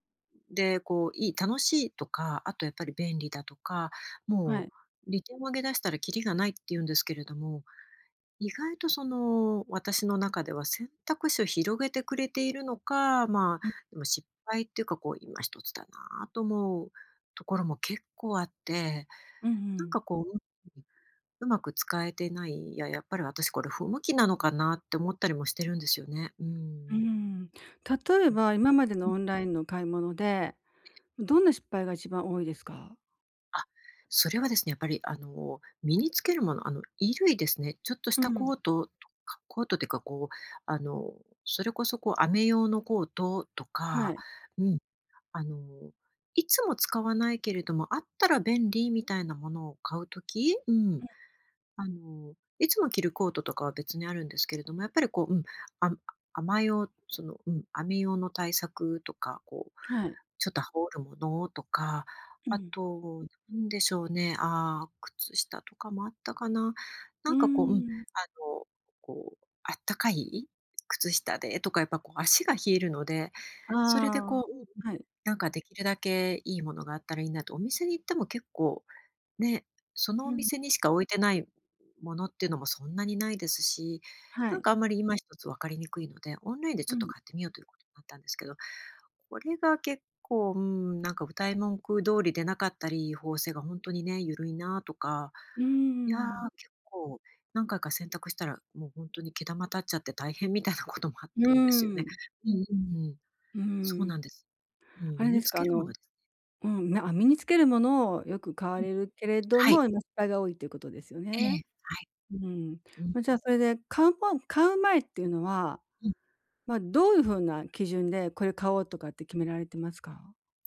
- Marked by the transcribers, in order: unintelligible speech; other background noise; laughing while speaking: "みたいなこともあったんですよね"
- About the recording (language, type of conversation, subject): Japanese, advice, オンラインでの買い物で失敗が多いのですが、どうすれば改善できますか？